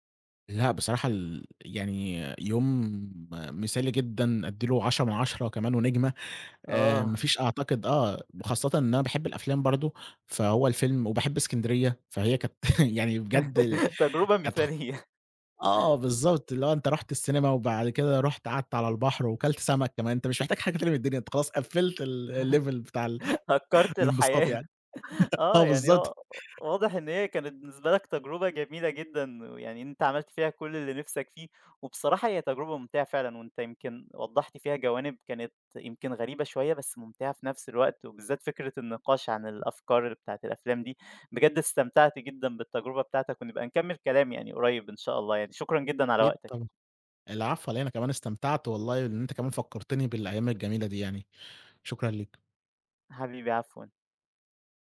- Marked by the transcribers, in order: laughing while speaking: "آه"; laughing while speaking: "كانت"; laugh; laughing while speaking: "تجربة مثالية"; chuckle; laughing while speaking: "هكرت الحياة"; in English: "هكرت"; in English: "ال level"; chuckle; laughing while speaking: "آه، بالضبط"
- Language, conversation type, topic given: Arabic, podcast, تحب تحكيلنا عن تجربة في السينما عمرك ما تنساها؟